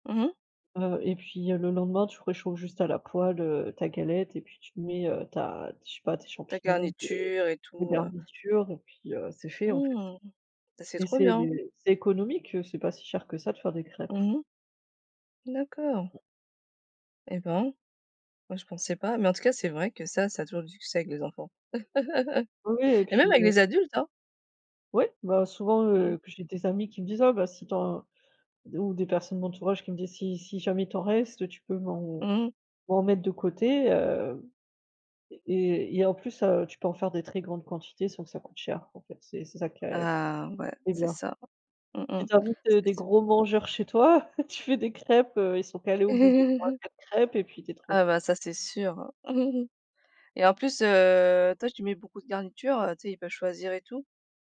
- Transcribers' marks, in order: other background noise; chuckle; chuckle; chuckle; chuckle
- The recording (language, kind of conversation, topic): French, unstructured, Quel plat simple a toujours du succès chez toi ?